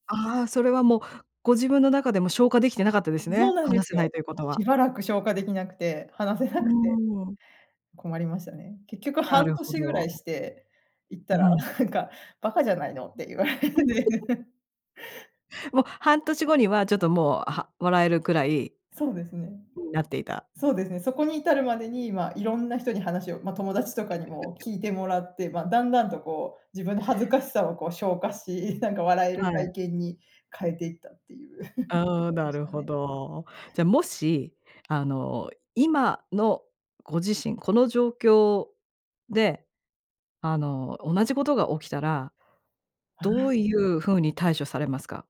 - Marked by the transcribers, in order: laughing while speaking: "なんかバカじゃないのって言われて"; giggle; laugh; chuckle; laugh; unintelligible speech
- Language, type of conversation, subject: Japanese, podcast, あなたがこれまでで一番恥ずかしかった経験を聞かせてください。